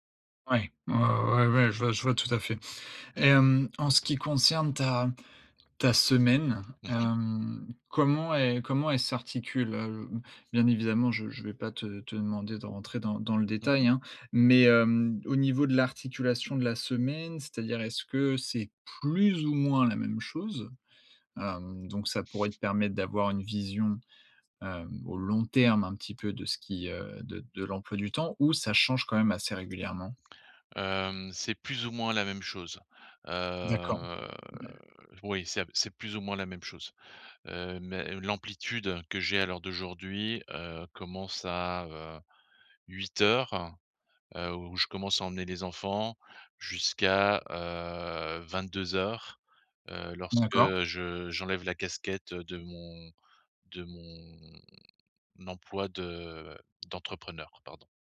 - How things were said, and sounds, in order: tapping; other background noise; drawn out: "Heu"; drawn out: "mon"
- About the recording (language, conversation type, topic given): French, advice, Comment trouver du temps pour mes passions malgré un emploi du temps chargé ?